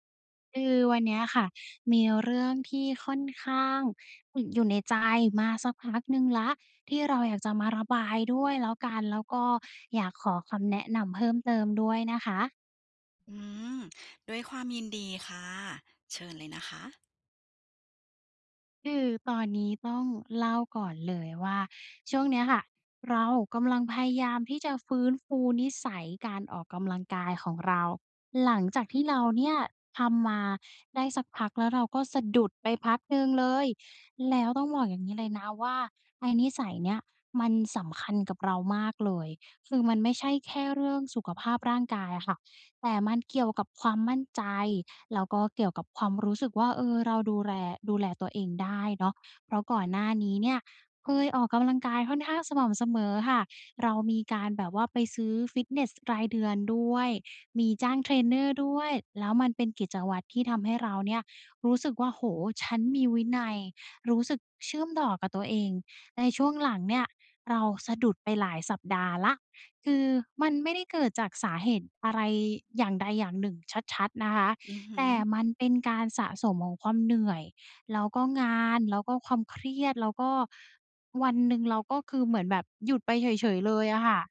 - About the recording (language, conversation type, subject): Thai, advice, จะเริ่มฟื้นฟูนิสัยเดิมหลังสะดุดอย่างไรให้กลับมาสม่ำเสมอ?
- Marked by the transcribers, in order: "ต่อ" said as "ด่อ"